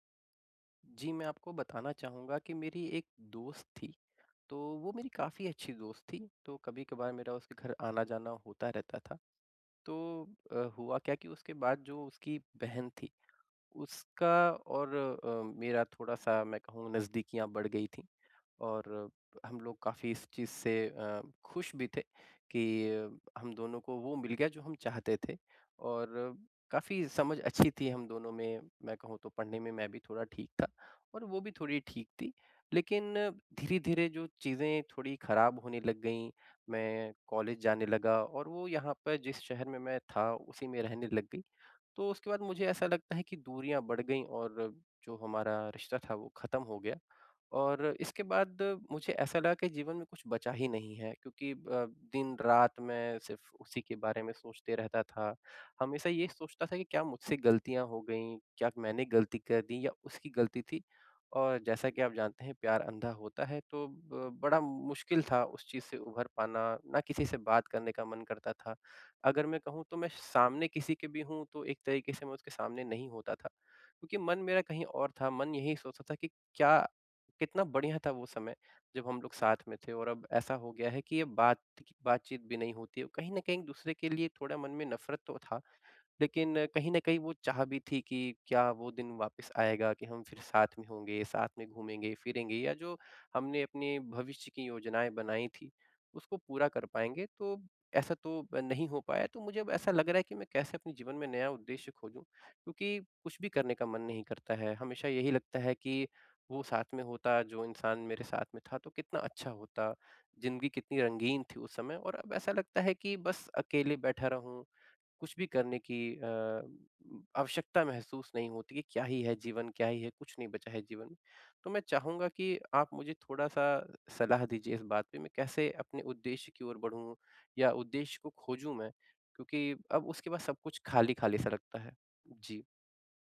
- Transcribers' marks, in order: tapping
- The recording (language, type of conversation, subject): Hindi, advice, ब्रेकअप के बाद मैं अपने जीवन में नया उद्देश्य कैसे खोजूँ?